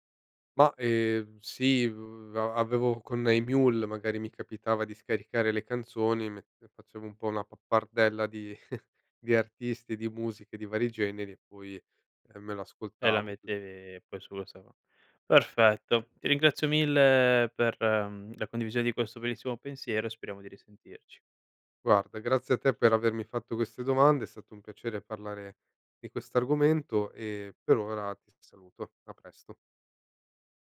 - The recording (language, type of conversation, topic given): Italian, podcast, Come ascoltavi musica prima di Spotify?
- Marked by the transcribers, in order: chuckle